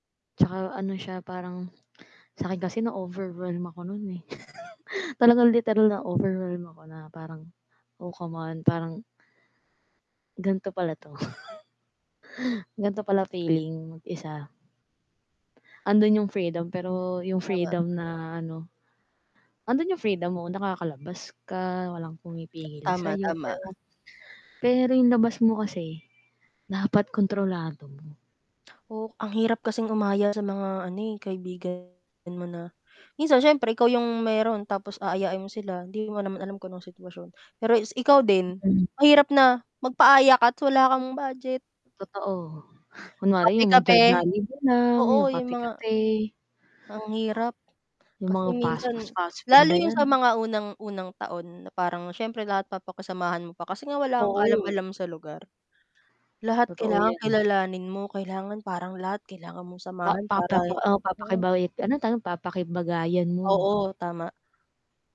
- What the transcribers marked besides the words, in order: static; tapping; chuckle; mechanical hum; chuckle; distorted speech; other background noise
- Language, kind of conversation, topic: Filipino, unstructured, Ano ang natutuhan mo sa unang pagkakataon mong mag-aral sa ibang lugar?